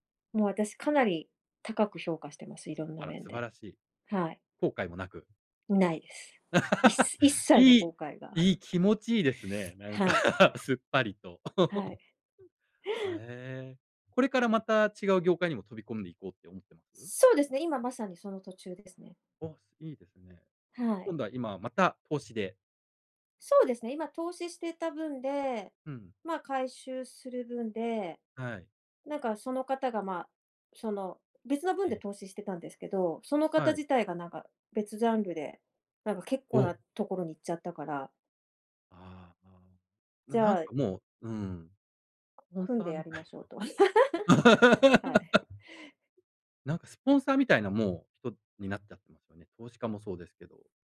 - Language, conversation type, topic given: Japanese, podcast, 未経験の業界に飛び込む勇気は、どうやって出しましたか？
- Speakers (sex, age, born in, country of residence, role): female, 50-54, Japan, Japan, guest; male, 40-44, Japan, Japan, host
- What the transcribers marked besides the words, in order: laugh; laugh; laughing while speaking: "なんか"; laugh; other noise; laugh